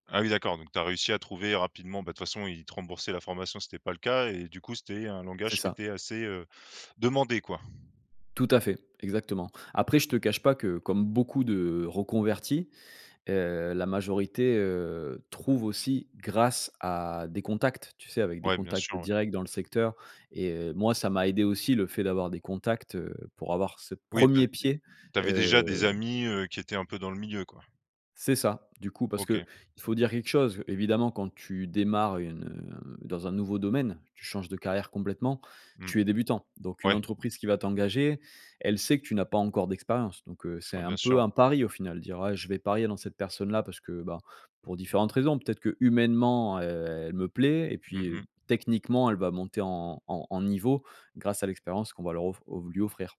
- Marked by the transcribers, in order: tapping; stressed: "demandé"; stressed: "grâce"
- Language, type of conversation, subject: French, podcast, Comment changer de carrière sans tout perdre ?